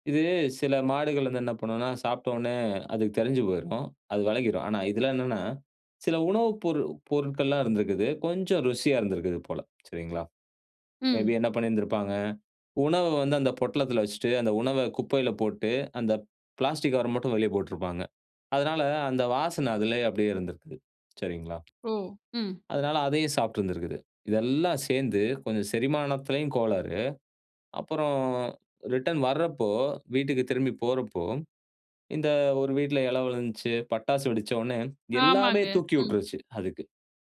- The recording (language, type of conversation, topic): Tamil, podcast, ஒரு கதையின் தொடக்கம், நடுத்தரம், முடிவு ஆகியவற்றை நீங்கள் எப்படித் திட்டமிடுவீர்கள்?
- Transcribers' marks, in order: in English: "மே பி"; other noise